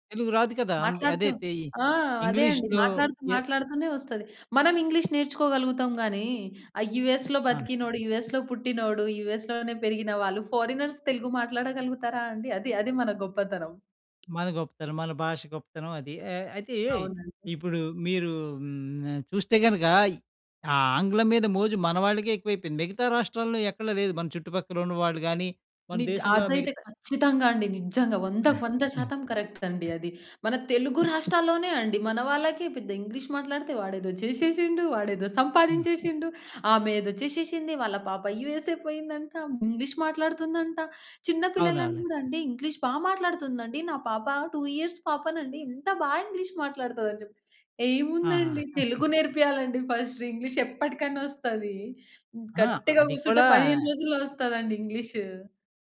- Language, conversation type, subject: Telugu, podcast, భాష మారడం వల్ల మీ గుర్తింపు ఎలా ప్రభావితమైంది?
- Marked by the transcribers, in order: in English: "ఫారినర్స్"; tapping; in English: "కరెక్ట్"; other background noise; in English: "టు ఇయర్స్"; chuckle; in English: "ఫస్ట్"